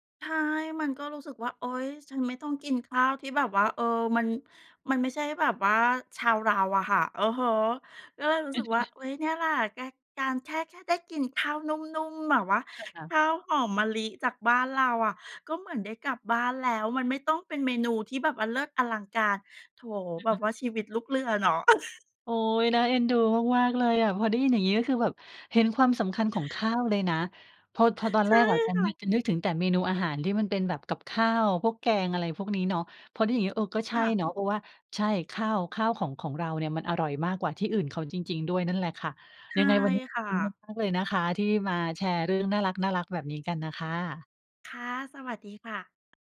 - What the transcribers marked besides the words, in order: chuckle; other background noise; joyful: "โอ๊ย ! น่าเอ็นดูมาก ๆ เลยอะ พอได้ยินอย่างงี้"; chuckle; tapping; inhale; laughing while speaking: "ใช่ค่ะ"
- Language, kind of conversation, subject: Thai, podcast, อาหารจานไหนที่ทำให้คุณรู้สึกเหมือนได้กลับบ้านมากที่สุด?